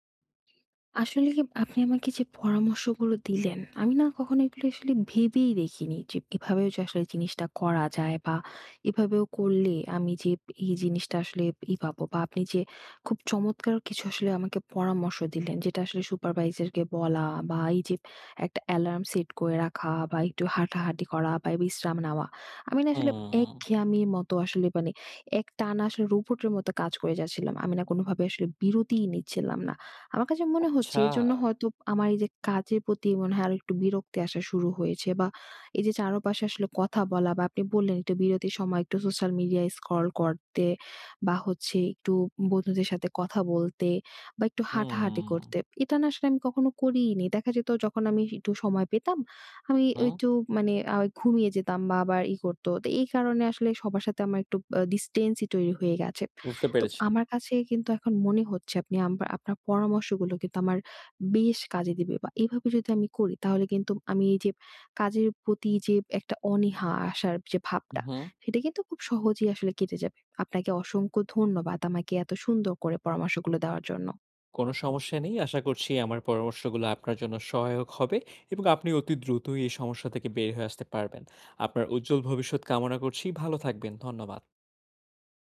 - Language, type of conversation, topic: Bengali, advice, কাজের মাঝখানে বিরতি ও পুনরুজ্জীবনের সময় কীভাবে ঠিক করব?
- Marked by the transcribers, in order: tapping; "একঘেয়েমির" said as "একঘেয়ামীর"; "চারপাশে" said as "চারোপাশে"; in English: "scroll"; "একটু" said as "ইটু"; "একটু" said as "ওইটু"